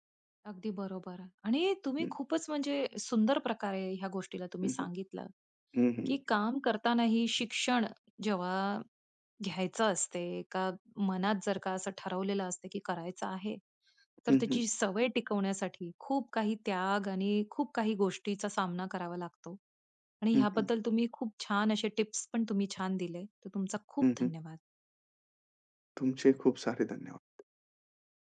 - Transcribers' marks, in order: none
- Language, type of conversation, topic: Marathi, podcast, काम करतानाही शिकण्याची सवय कशी टिकवता?